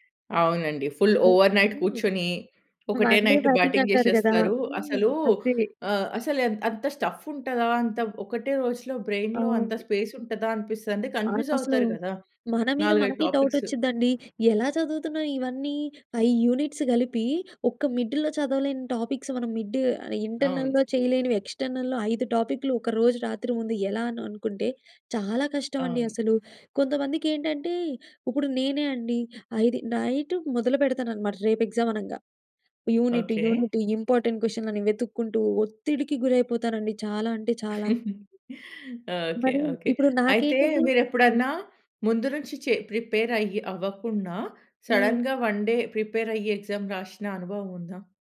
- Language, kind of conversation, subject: Telugu, podcast, మీరు ఒక గురువు నుండి మంచి సలహాను ఎలా కోరుకుంటారు?
- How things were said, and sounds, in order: in English: "ఫుల్ ఓవర్‌నైట్"; unintelligible speech; in English: "వన్ డే బాటింగ్"; in English: "నైట్ బ్యాటింగ్"; in English: "స్టఫ్"; in English: "బ్రైన్‌లో"; in English: "స్పేస్"; in English: "కన్ఫ్యూజ్"; in English: "డౌట్"; in English: "టాపిక్స్"; in English: "ఫైవ్ యూనిట్స్"; in English: "మిడ్‌లో"; in English: "టాపిక్స్"; in English: "మిడ్ ఇంటర్నల్‍లో"; in English: "ఎక్స్టర్నల్‍లో"; in English: "నైట్"; in English: "ఎగ్జామ్"; in English: "యూనిట్, యూనిట్ ఇంపార్టెంట్ క్వశ్చన్‌లని"; chuckle; in English: "ప్రిపేర్"; in English: "సడెన్‌గా వన్ డే ప్రిపేర్"; in English: "ఎగ్జామ్"